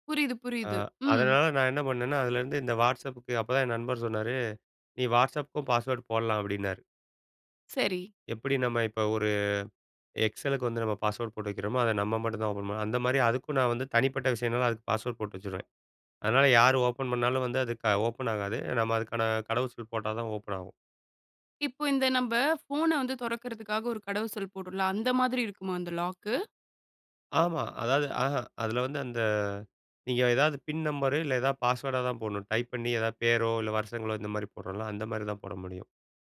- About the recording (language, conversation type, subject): Tamil, podcast, வாட்ஸ்‑அப் அல்லது மெஸேஞ்சரைப் பயன்படுத்தும் பழக்கத்தை நீங்கள் எப்படி நிர்வகிக்கிறீர்கள்?
- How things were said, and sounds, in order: in English: "வாட்ஸ்அப்"; in English: "பாஸ்வேர்ட்"; in English: "எக்ஸல்"; in English: "ஓப்பன்"; in English: "லாக்"; in English: "பின் நம்பரு"; in English: "பாஸ்வேர்டா"